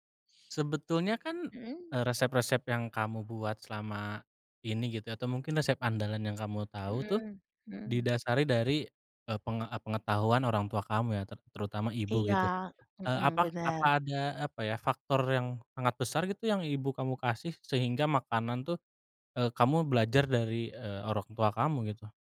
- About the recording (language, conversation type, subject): Indonesian, podcast, Bisa ceritakan resep sederhana yang selalu berhasil menenangkan suasana?
- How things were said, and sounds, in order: tapping